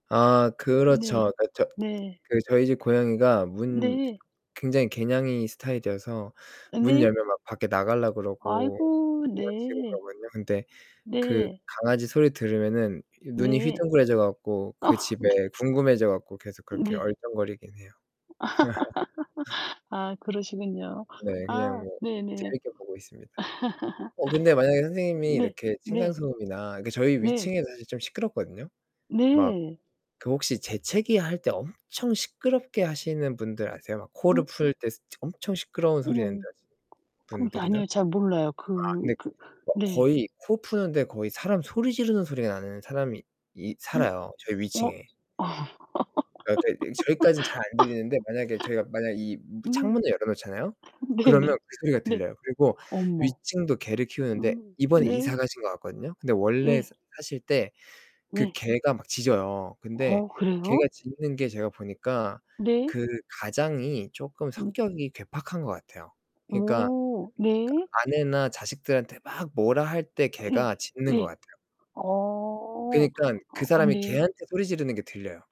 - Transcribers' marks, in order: other background noise; distorted speech; laughing while speaking: "어 네"; laugh; laugh; laugh; laughing while speaking: "네네"
- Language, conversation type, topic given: Korean, unstructured, 이웃과 갈등이 생겼을 때 어떻게 해결하는 것이 좋을까요?
- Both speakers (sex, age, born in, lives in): female, 60-64, South Korea, South Korea; male, 30-34, South Korea, South Korea